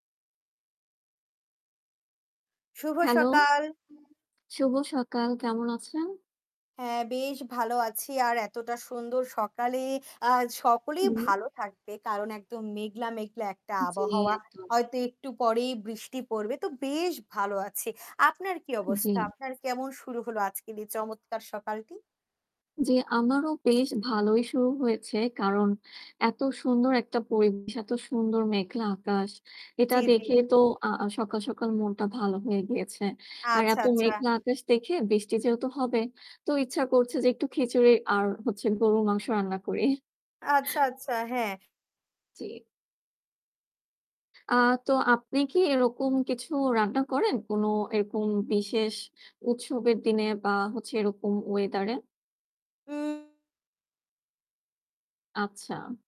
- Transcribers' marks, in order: static; in English: "weather"; distorted speech
- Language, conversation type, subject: Bengali, unstructured, আপনি কি কখনও কোনো বিশেষ উৎসব উপলক্ষে খাবার রান্না করেছেন, আর সেই অভিজ্ঞতা কেমন ছিল?